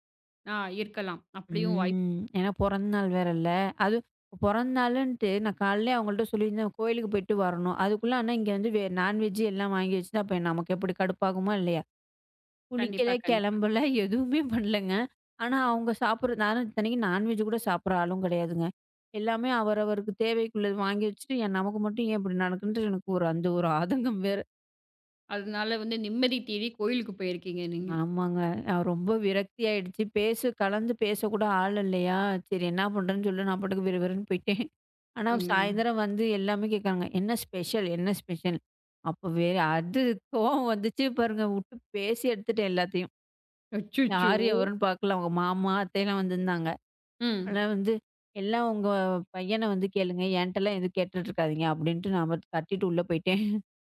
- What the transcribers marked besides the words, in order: drawn out: "ம்"; in English: "நான் வெஜ்"; in English: "நான் வெஜ்"; in English: "ஸ்பெஷல்?"; in English: "ஸ்பெஷல்?"; surprised: "அச்சச்சோ!"
- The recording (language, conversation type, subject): Tamil, podcast, உங்களுக்கு மிகவும் பயனுள்ளதாக இருக்கும் காலை வழக்கத்தை விவரிக்க முடியுமா?